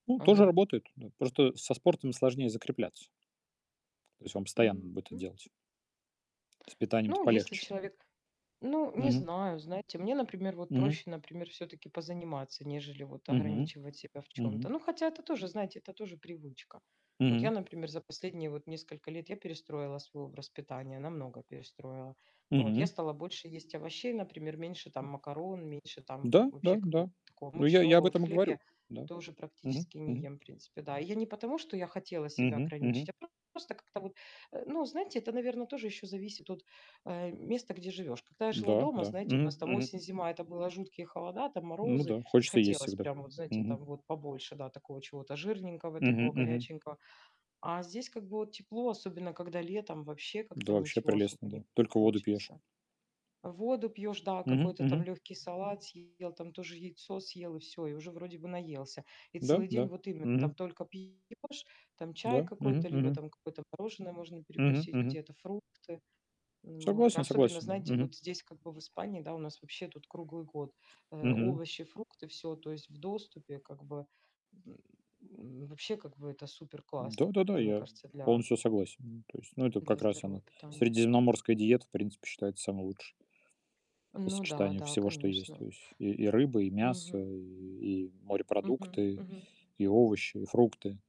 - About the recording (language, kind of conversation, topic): Russian, unstructured, Какие упражнения вы предпочитаете для поддержания физической формы?
- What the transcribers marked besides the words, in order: tapping; other background noise; distorted speech